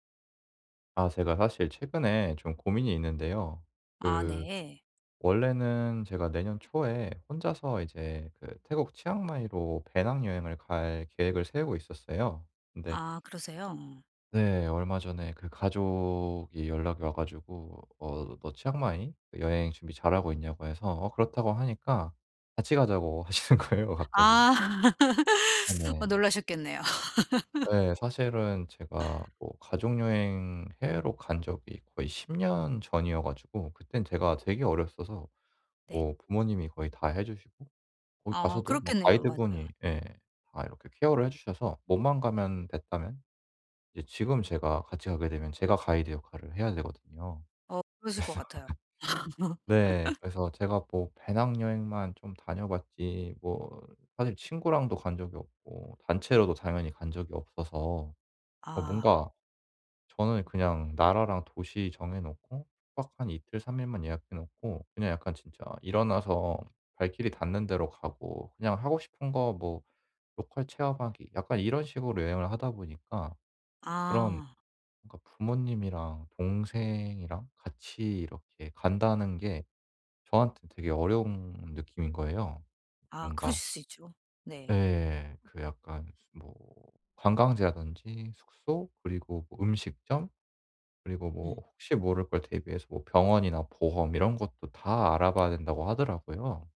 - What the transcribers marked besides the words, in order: tapping; laughing while speaking: "하시는 거예요"; laugh; laugh; in English: "케어를"; laugh; laughing while speaking: "그래서"; other background noise; in English: "로컬"
- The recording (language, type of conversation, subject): Korean, advice, 여행 예산을 어떻게 세우고 계획을 효율적으로 수립할 수 있을까요?